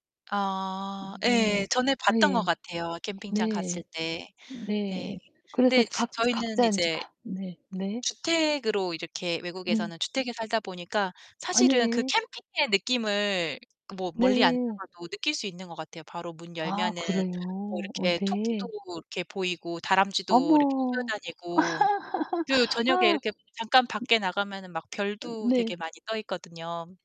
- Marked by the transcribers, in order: other background noise; distorted speech; background speech; laugh
- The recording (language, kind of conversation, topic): Korean, unstructured, 집 근처 공원이나 산에 자주 가시나요? 왜 그런가요?